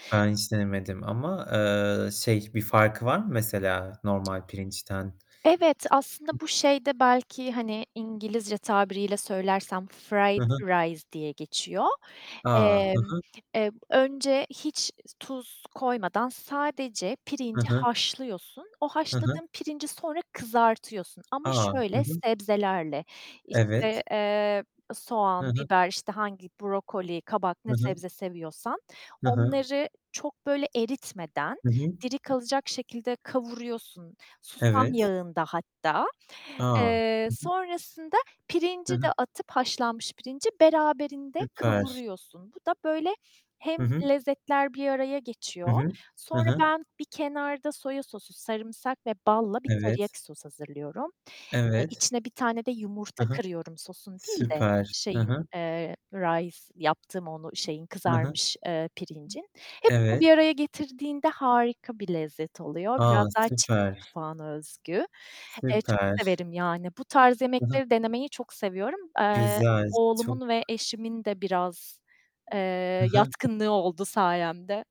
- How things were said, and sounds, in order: static; tapping; other background noise; distorted speech; in English: "fried rice"; in English: "rice"
- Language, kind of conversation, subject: Turkish, unstructured, Farklı kültürlerin yemeklerini denemek hakkında ne düşünüyorsun?